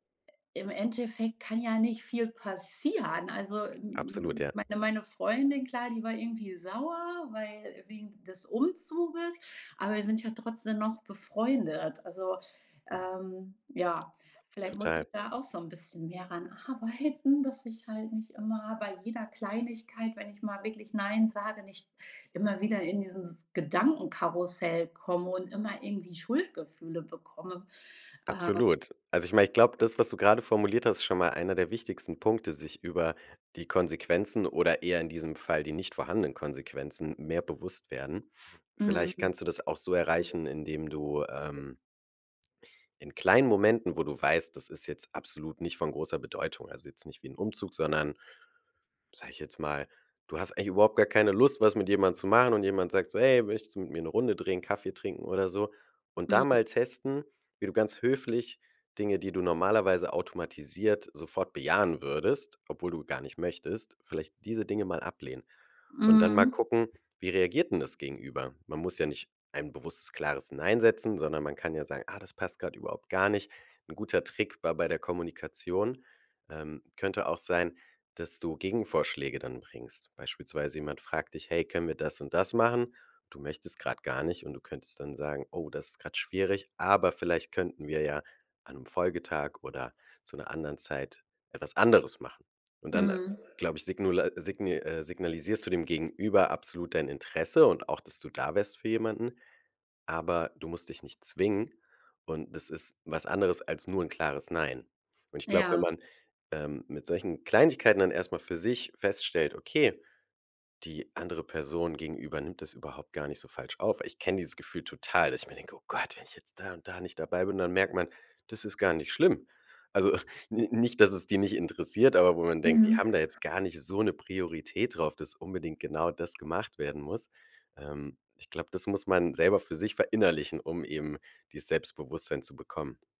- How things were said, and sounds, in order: other background noise; laughing while speaking: "arbeiten"; background speech; stressed: "Aber"; put-on voice: "Oh Gott, wenn ich jetzt da und da"; chuckle
- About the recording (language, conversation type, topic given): German, advice, Wie kann ich Nein sagen, ohne Schuldgefühle zu haben?